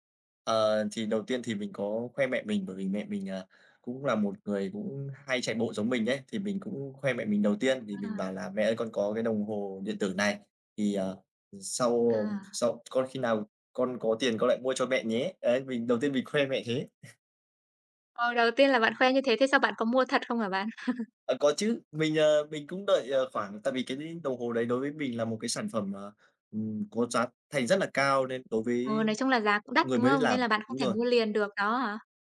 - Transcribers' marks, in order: tapping; chuckle; chuckle; unintelligible speech
- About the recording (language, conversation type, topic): Vietnamese, podcast, Bạn có thể kể về lần mua sắm trực tuyến khiến bạn ấn tượng nhất không?